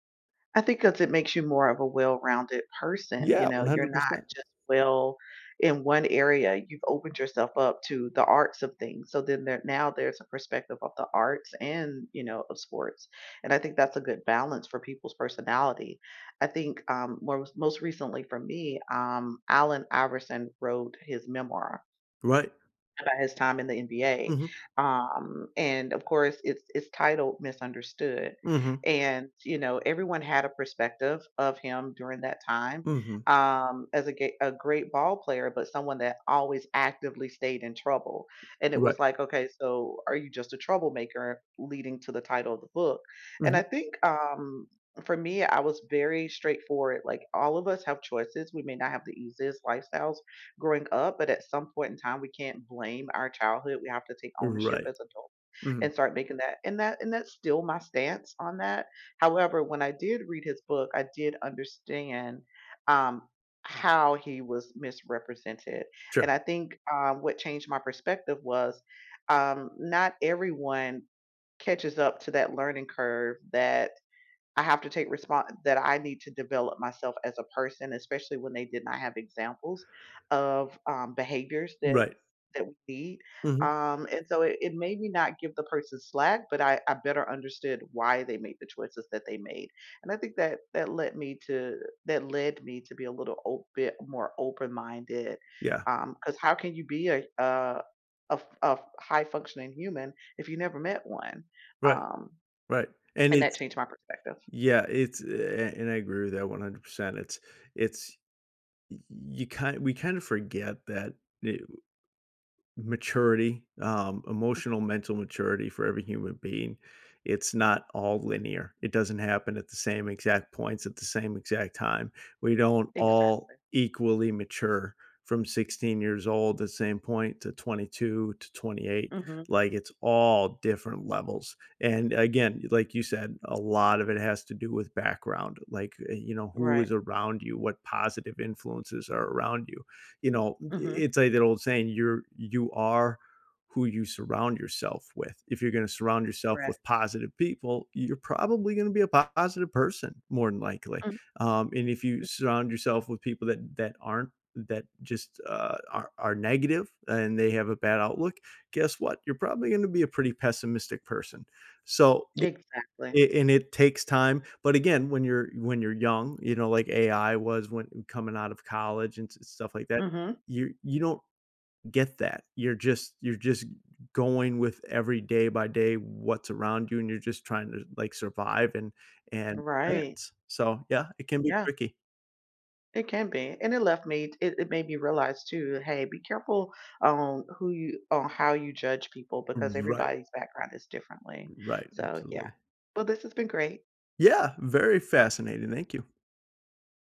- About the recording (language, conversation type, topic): English, unstructured, How can I stay open to changing my beliefs with new information?
- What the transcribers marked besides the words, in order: other background noise; tapping